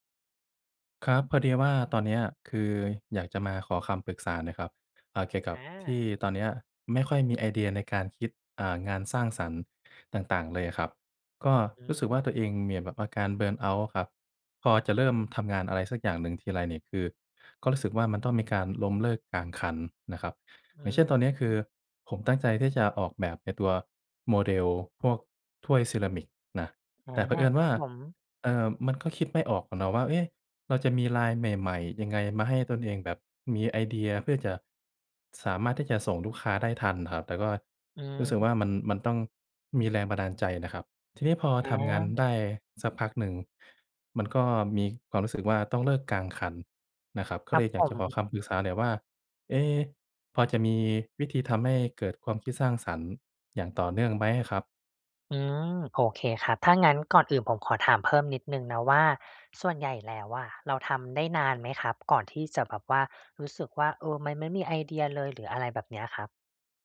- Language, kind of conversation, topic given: Thai, advice, ทำอย่างไรให้ทำงานสร้างสรรค์ได้ทุกวันโดยไม่เลิกกลางคัน?
- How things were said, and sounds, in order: in English: "เบิร์นเอาต์"; tapping